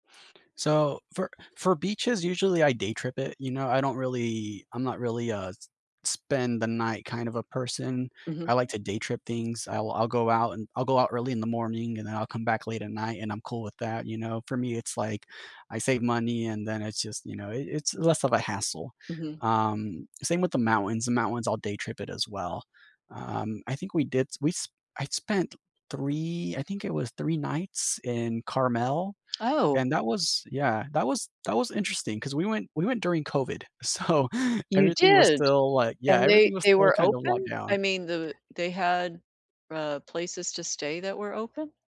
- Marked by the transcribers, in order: tapping; other background noise; laughing while speaking: "so"
- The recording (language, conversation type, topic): English, unstructured, Do you prefer mountains, beaches, or forests, and why?
- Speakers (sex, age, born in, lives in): female, 65-69, United States, United States; male, 35-39, United States, United States